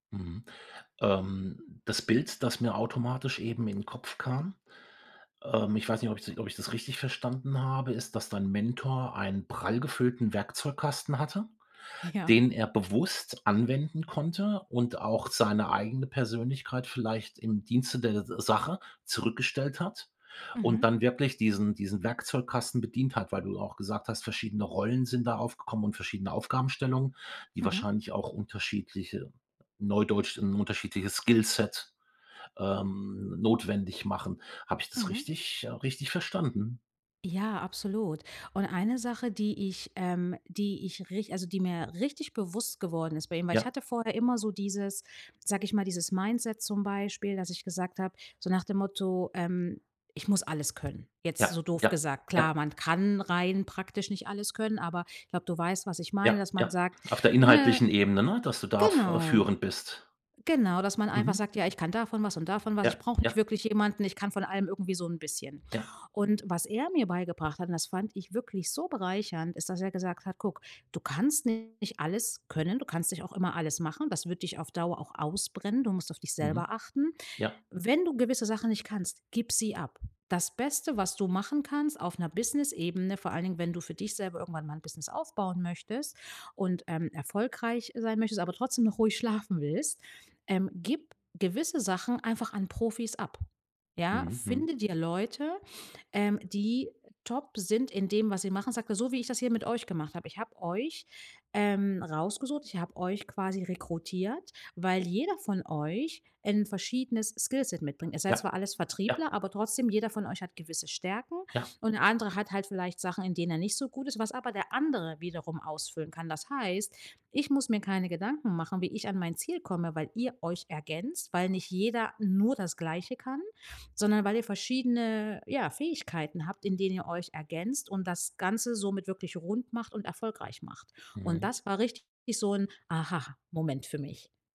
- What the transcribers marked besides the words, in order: laughing while speaking: "Ja"; in English: "Skillset"; joyful: "trotzdem noch ruhig schlafen willst"; in English: "Skillset"
- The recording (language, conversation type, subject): German, podcast, Was macht für dich ein starkes Mentorenverhältnis aus?
- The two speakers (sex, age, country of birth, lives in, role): female, 35-39, Germany, Netherlands, guest; male, 55-59, Germany, Germany, host